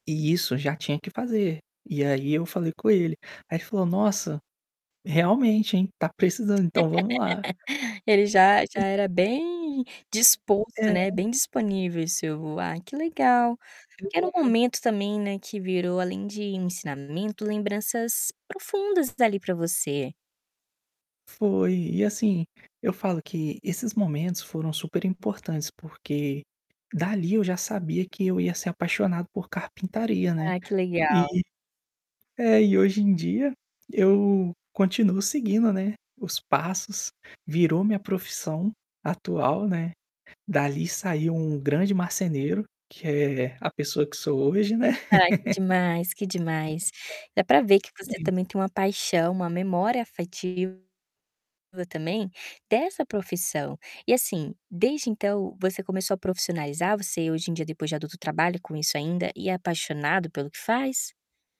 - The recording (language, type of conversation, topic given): Portuguese, podcast, Quando você percebeu qual era a sua paixão?
- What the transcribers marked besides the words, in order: laugh; distorted speech; unintelligible speech; tapping; laugh; unintelligible speech